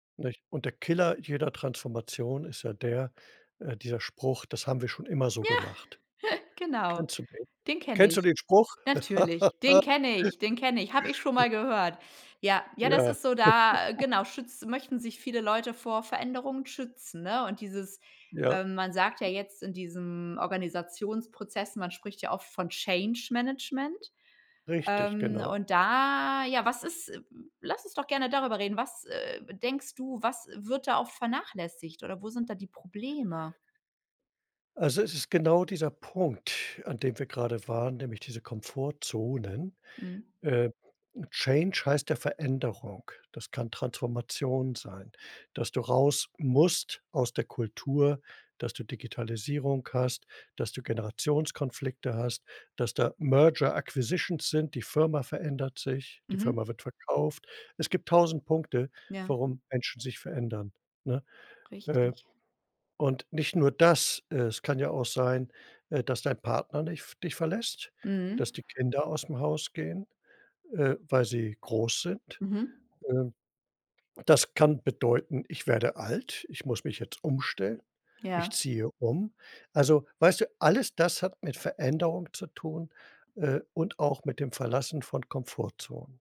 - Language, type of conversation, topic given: German, podcast, Welche Erfahrung hat dich aus deiner Komfortzone geholt?
- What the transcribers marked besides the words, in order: laughing while speaking: "Ja"; laugh; laugh; unintelligible speech; in English: "Change Management"; in English: "change"; in English: "merger acquisitions"